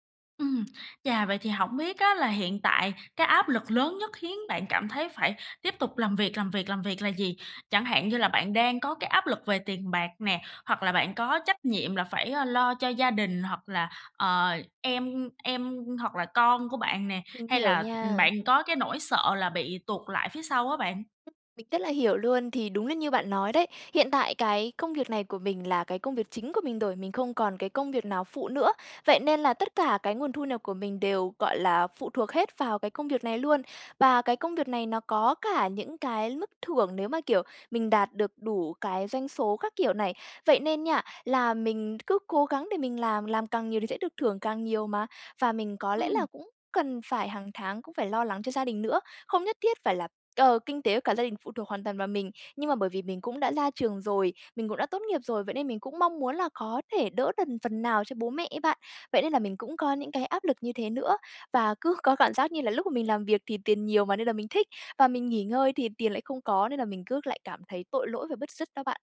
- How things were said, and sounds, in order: tapping; other background noise
- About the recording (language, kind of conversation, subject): Vietnamese, advice, Làm sao để nghỉ ngơi mà không thấy tội lỗi?